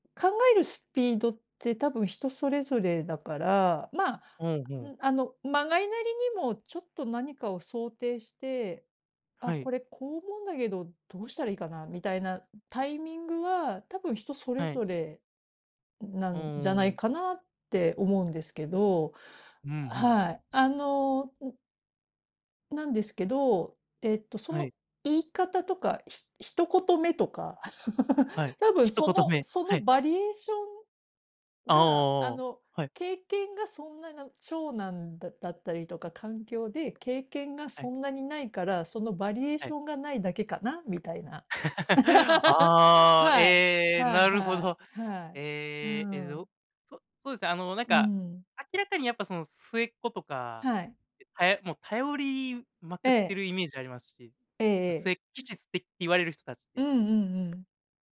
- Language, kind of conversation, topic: Japanese, advice, 感情を抑えて孤立してしまう自分のパターンを、どうすれば変えられますか？
- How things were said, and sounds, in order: laugh; laugh; tapping